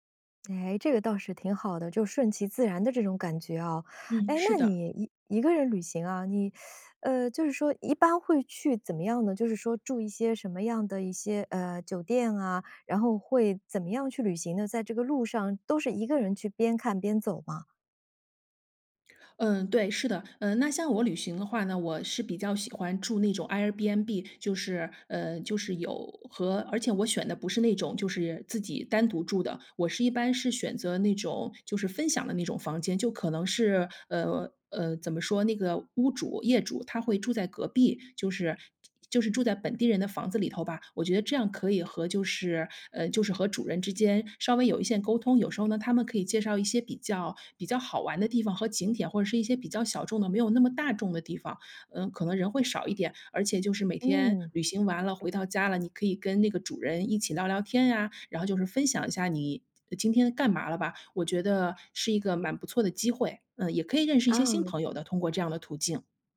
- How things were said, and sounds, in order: teeth sucking; in English: "airbnb"
- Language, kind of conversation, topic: Chinese, podcast, 一个人旅行时，怎么认识新朋友？